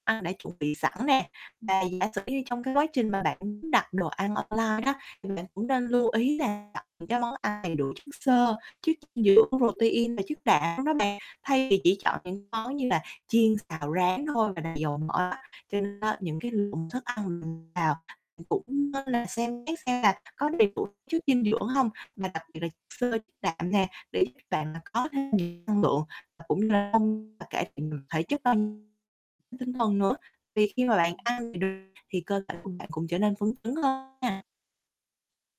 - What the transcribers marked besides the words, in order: distorted speech; unintelligible speech; unintelligible speech
- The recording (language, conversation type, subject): Vietnamese, advice, Lịch làm việc bận rộn của bạn khiến bạn khó duy trì ăn uống điều độ như thế nào?